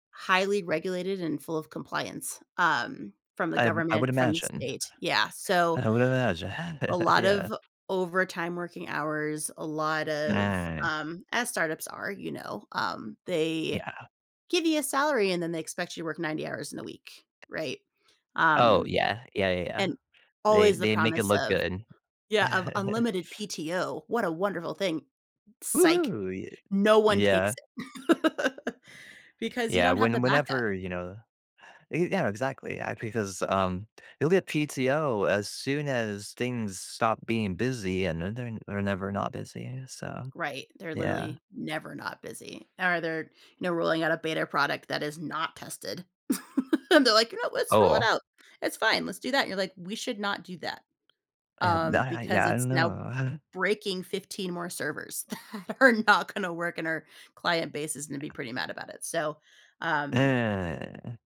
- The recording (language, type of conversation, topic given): English, unstructured, What strategies help you maintain a healthy balance between your job and your personal life?
- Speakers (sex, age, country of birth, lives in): female, 35-39, United States, United States; male, 35-39, United States, United States
- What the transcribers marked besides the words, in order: chuckle; chuckle; laugh; chuckle; chuckle; laughing while speaking: "that are not"; drawn out: "Eh"